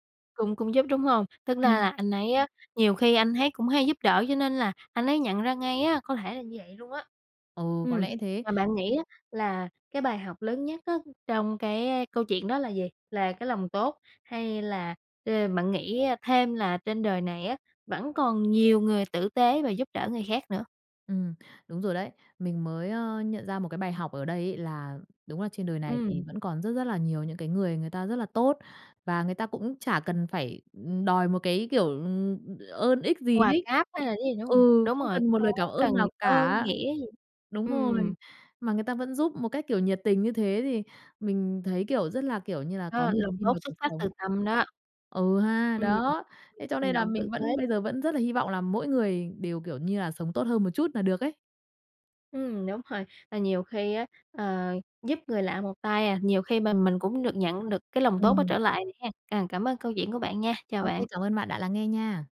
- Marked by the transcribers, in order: tapping; other background noise
- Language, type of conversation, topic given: Vietnamese, podcast, Bạn có thể kể về một lần ai đó giúp bạn và bài học bạn rút ra từ đó là gì?